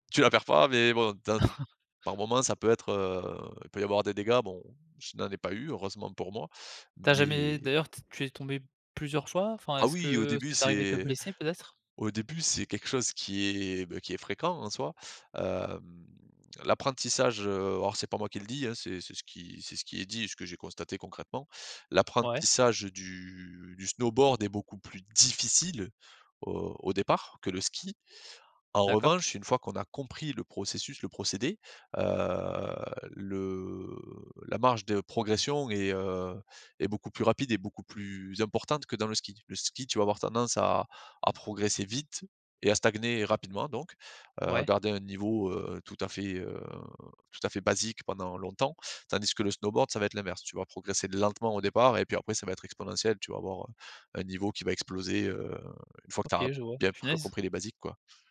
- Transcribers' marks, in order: chuckle; drawn out: "hem"; stressed: "difficile"; drawn out: "heu, le"; stressed: "lentement"
- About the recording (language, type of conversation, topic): French, podcast, Quel est ton meilleur souvenir de voyage ?